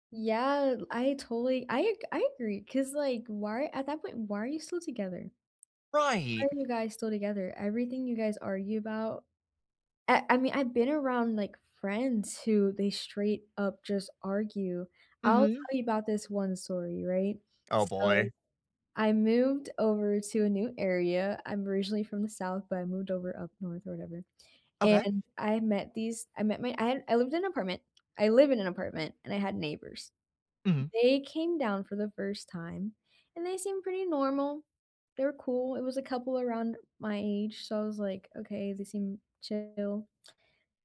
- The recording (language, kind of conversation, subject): English, unstructured, What do you think about couples who argue a lot but stay together?
- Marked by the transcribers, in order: other background noise